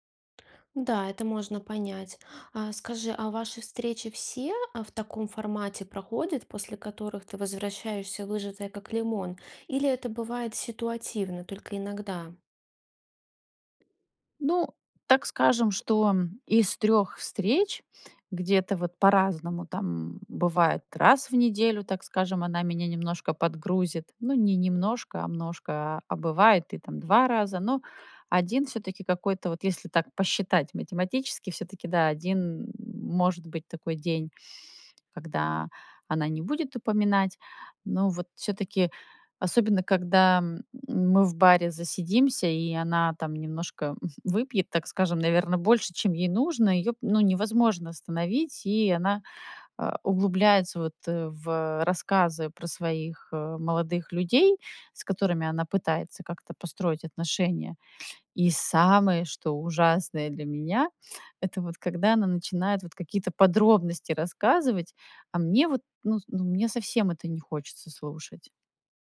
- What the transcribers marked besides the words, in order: tapping; chuckle
- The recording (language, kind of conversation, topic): Russian, advice, Как мне правильно дистанцироваться от токсичного друга?